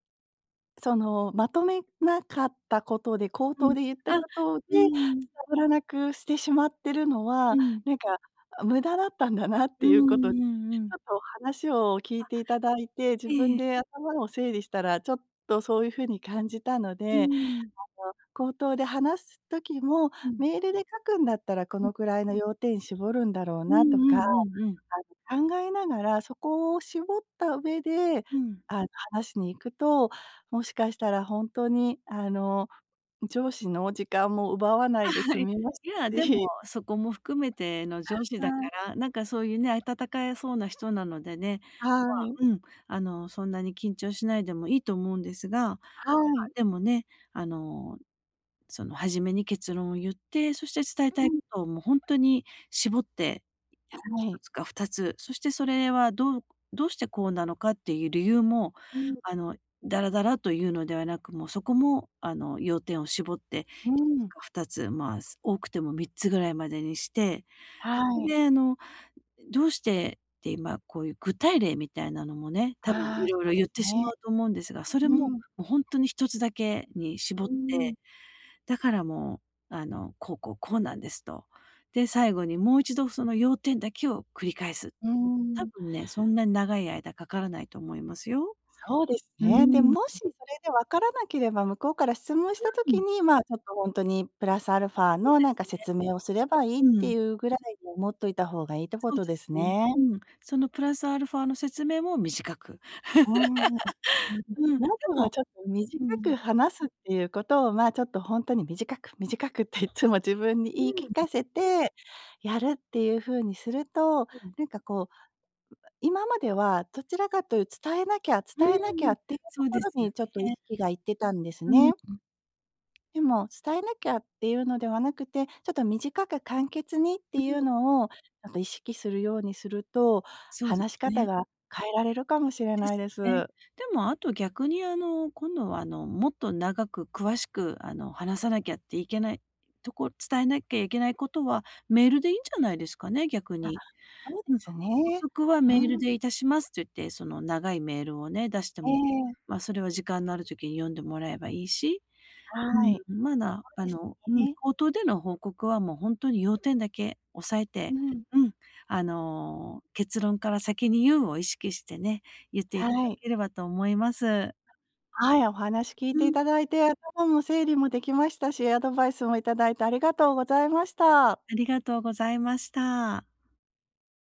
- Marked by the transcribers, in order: other background noise; laugh; tapping
- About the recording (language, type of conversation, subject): Japanese, advice, 短時間で要点を明確に伝えるにはどうすればよいですか？